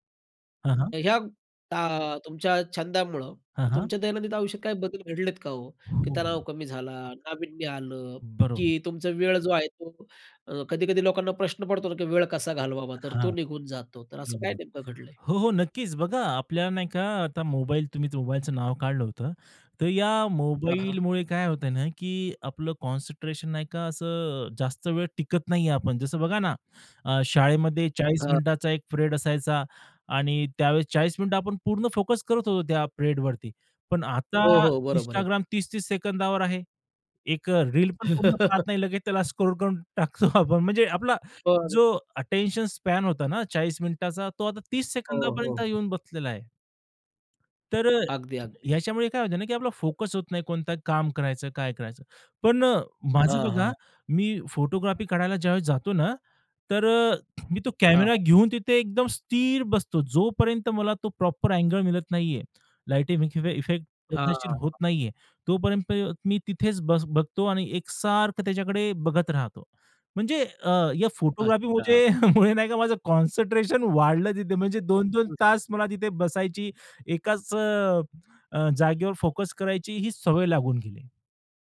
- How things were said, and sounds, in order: wind; tapping; other background noise; in English: "कॉन्सन्ट्रेशन"; in English: "पीरियड"; in English: "पीरियडवरती"; chuckle; in English: "स्क्रोल"; laughing while speaking: "टाकतो आपण"; in English: "अटेन्शन स्पॅन"; other noise; in English: "प्रॉपर"; lip smack; in English: "कॉन्सन्ट्रेशन"; horn
- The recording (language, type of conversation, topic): Marathi, podcast, मोकळ्या वेळेत तुम्हाला सहजपणे काय करायला किंवा बनवायला आवडतं?